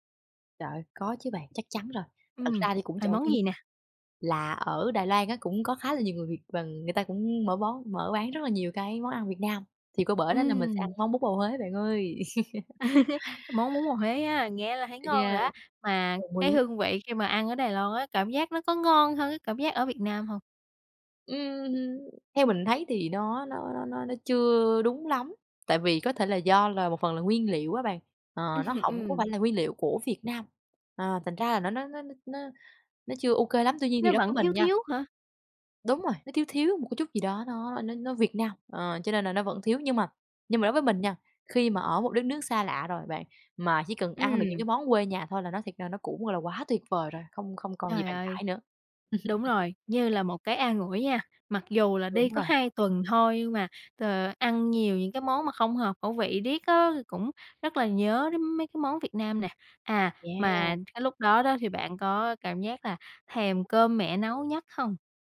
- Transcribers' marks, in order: tapping; laugh; laugh; laugh
- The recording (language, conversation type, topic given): Vietnamese, podcast, Bạn thay đổi thói quen ăn uống thế nào khi đi xa?